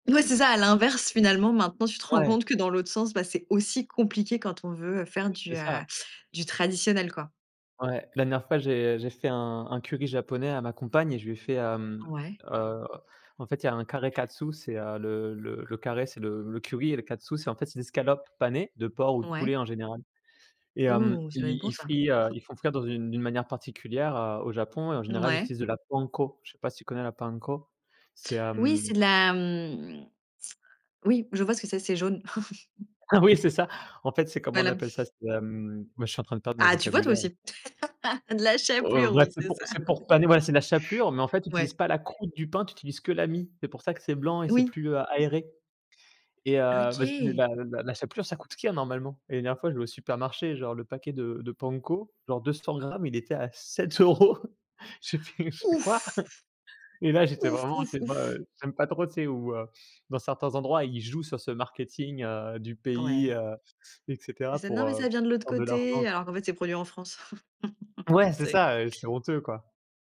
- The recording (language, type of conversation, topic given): French, podcast, Quel rôle jouent les repas dans tes traditions familiales ?
- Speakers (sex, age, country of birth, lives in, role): female, 30-34, France, France, host; male, 30-34, France, France, guest
- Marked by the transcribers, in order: in Japanese: "kare katsu"; in Japanese: "kare"; in Japanese: "katsu"; chuckle; in Japanese: "panko"; in Japanese: "panko"; chuckle; chuckle; laugh; laughing while speaking: "de la chapelure, oui, c'est ça"; "chère" said as "key"; in Japanese: "panko"; laughing while speaking: "sept euros. J'ai fait j'ai fait : Quoi ?"; chuckle; other background noise